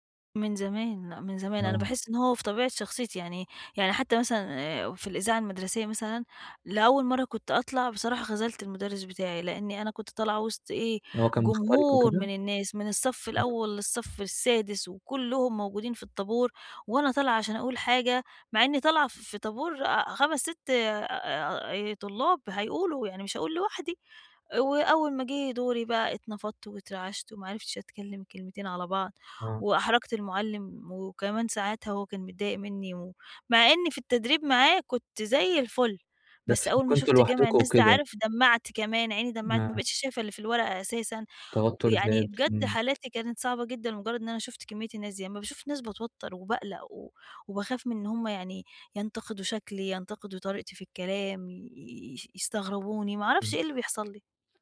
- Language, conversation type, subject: Arabic, advice, إزاي أتعامل مع القلق والكسوف لما أروح حفلات أو أطلع مع صحابي؟
- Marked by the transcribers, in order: other background noise